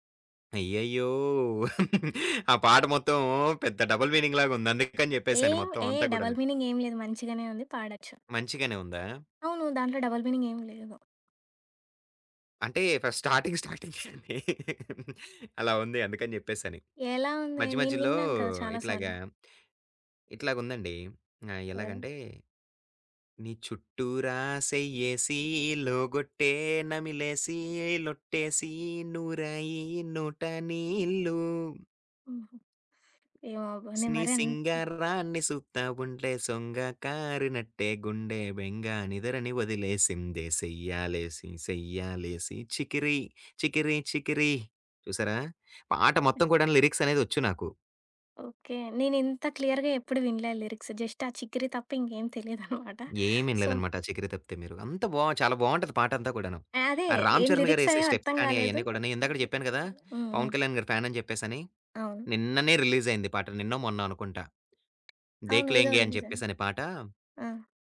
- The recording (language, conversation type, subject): Telugu, podcast, కొత్త పాటలను సాధారణంగా మీరు ఎక్కడి నుంచి కనుగొంటారు?
- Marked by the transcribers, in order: chuckle; in English: "డబుల్ మీనింగ్"; in English: "డబుల్ మీనింగ్"; other background noise; in English: "డబుల్ మీనింగ్"; tapping; laughing while speaking: "ఫస్ట్ స్టార్టింగ్ స్టార్టింగే అది"; in English: "ఫస్ట్ స్టార్టింగ్"; singing: "నీ చుట్టూ రాసేయ్యేసి లోగొట్టే నమిలేసి లొట్టేసి నూరాయి నోట నీళ్ళు"; singing: "నీ సింగరాన్ని సూత్తా ఉంటే సొంగ … చికిరి చికిరి చికిరి"; unintelligible speech; in English: "క్లియర్‌గా"; giggle; in English: "సో"; in English: "స్టెప్స్"; unintelligible speech; in English: "రిలీజ్"; in Hindi: "దేఖ్‌లెంగే"